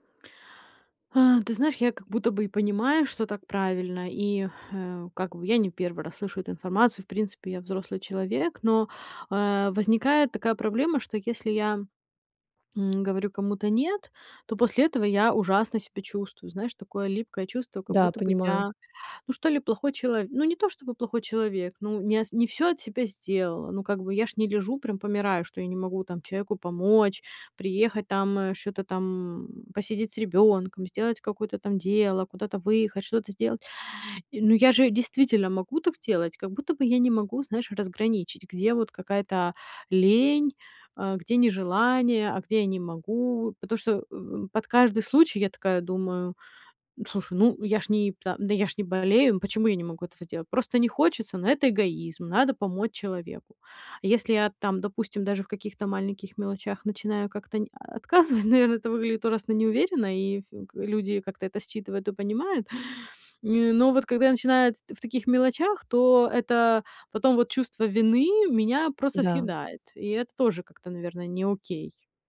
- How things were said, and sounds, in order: tapping; chuckle
- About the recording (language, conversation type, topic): Russian, advice, Почему мне трудно говорить «нет» из-за желания угодить другим?